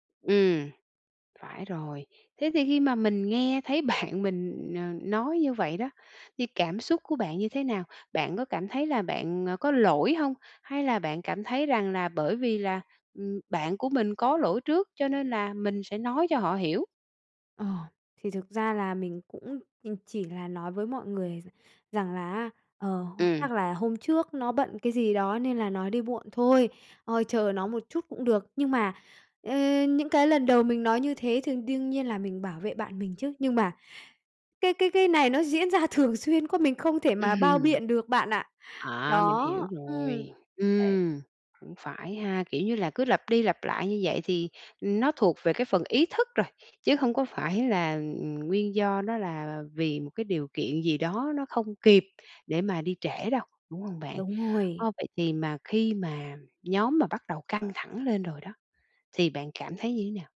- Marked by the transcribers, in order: tapping; laughing while speaking: "Ừm"; other background noise
- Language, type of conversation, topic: Vietnamese, advice, Làm thế nào để bớt căng thẳng khi phải giữ hòa khí trong một nhóm đang tranh cãi?